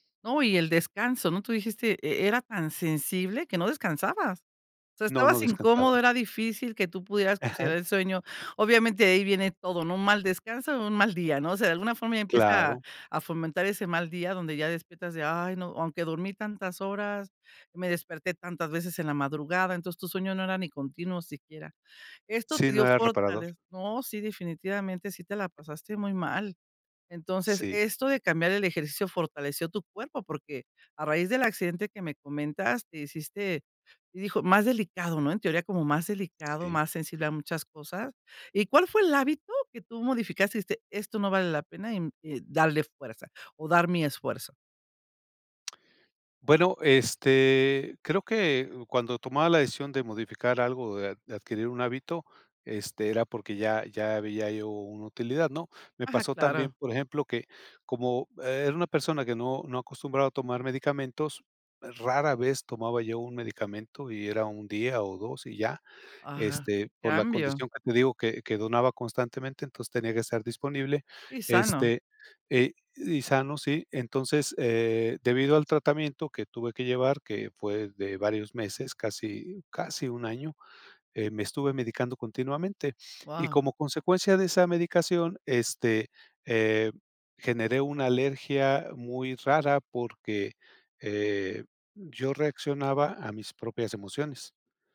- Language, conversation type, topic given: Spanish, podcast, ¿Cómo decides qué hábito merece tu tiempo y esfuerzo?
- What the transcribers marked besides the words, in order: other background noise; tapping; tongue click